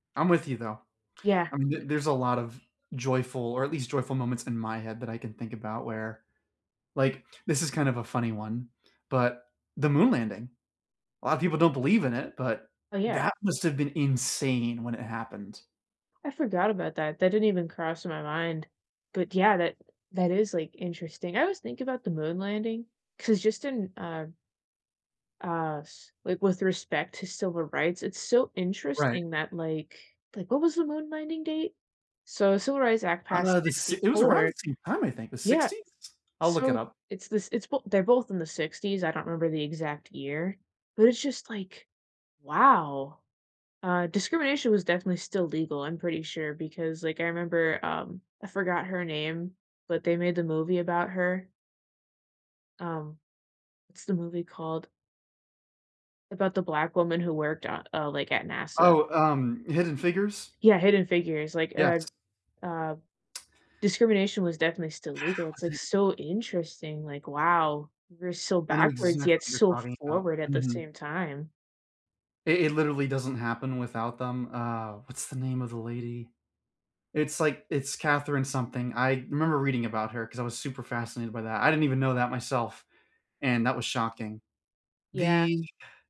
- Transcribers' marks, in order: tapping; other background noise; lip smack; sigh
- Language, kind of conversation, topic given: English, unstructured, What is a joyful moment in history that you wish you could see?
- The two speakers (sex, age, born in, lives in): male, 18-19, United States, United States; male, 25-29, United States, United States